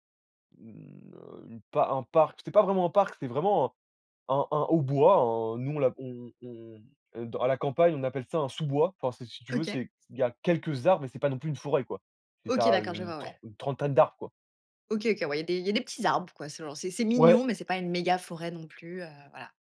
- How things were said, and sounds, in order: none
- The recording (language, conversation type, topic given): French, podcast, Quel coin secret conseillerais-tu dans ta ville ?